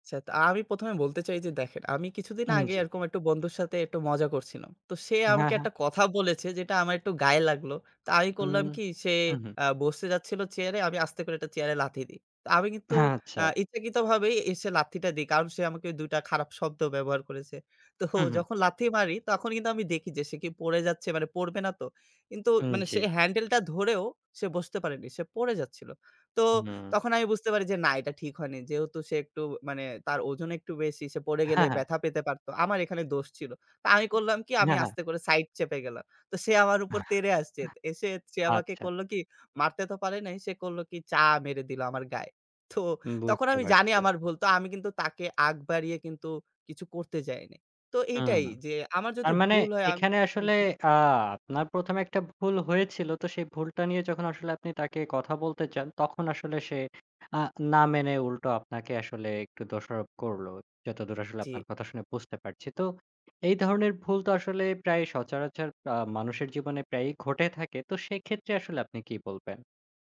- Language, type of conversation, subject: Bengali, podcast, আপনি কীভাবে ক্ষমা চান বা কাউকে ক্ষমা করেন?
- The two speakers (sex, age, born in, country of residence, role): male, 25-29, Bangladesh, Bangladesh, guest; male, 25-29, Bangladesh, Bangladesh, host
- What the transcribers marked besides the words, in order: tapping; laughing while speaking: "তো"; other background noise; chuckle; "সে" said as "চে"